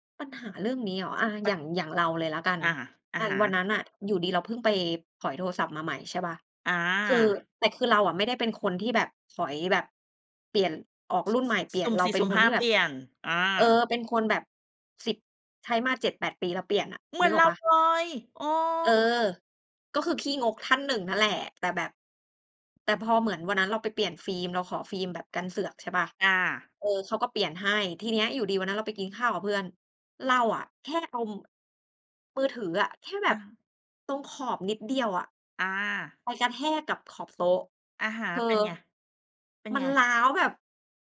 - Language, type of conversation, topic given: Thai, unstructured, คุณคิดว่าเพราะเหตุใดคนส่วนใหญ่จึงมีปัญหาการเงินบ่อยครั้ง?
- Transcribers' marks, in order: other background noise